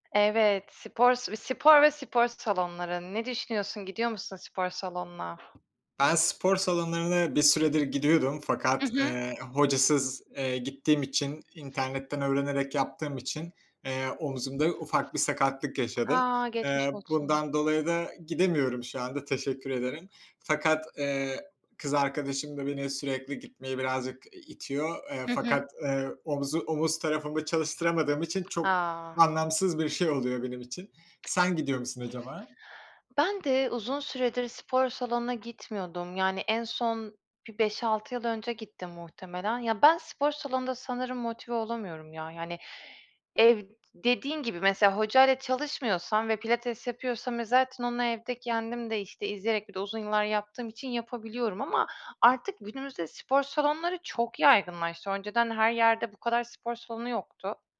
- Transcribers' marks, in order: other background noise
- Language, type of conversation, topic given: Turkish, unstructured, Spor salonları pahalı olduğu için spor yapmayanları haksız mı buluyorsunuz?